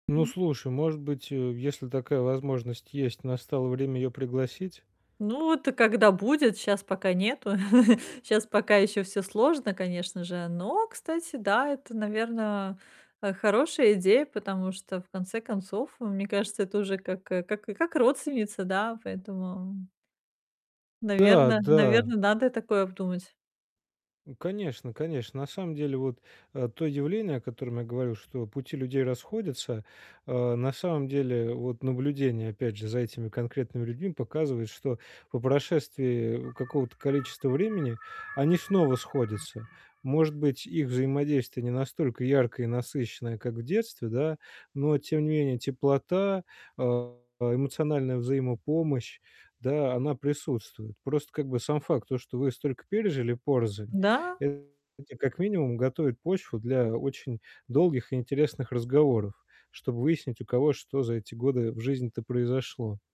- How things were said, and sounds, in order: static; chuckle; siren; distorted speech
- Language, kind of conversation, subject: Russian, advice, Как поддерживать дружбу, когда ваши жизненные пути расходятся?